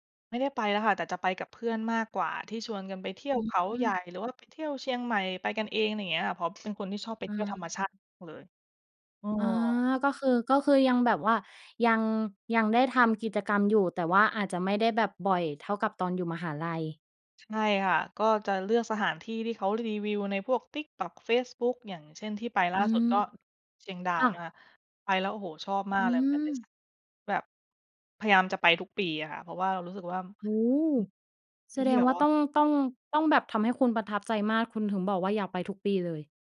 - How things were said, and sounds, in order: none
- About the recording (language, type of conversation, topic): Thai, podcast, เล่าเหตุผลที่ทำให้คุณรักธรรมชาติได้ไหม?